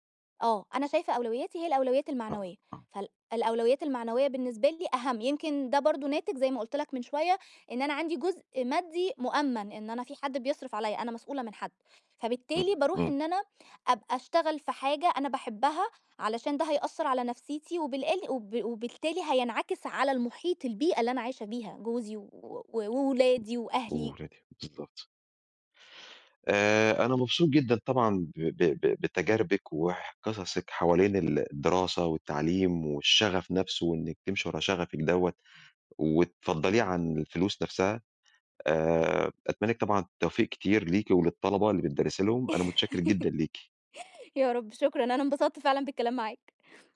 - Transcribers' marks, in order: other noise; laugh
- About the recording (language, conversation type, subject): Arabic, podcast, إزاي بتختار بين شغل بتحبه وراتب أعلى؟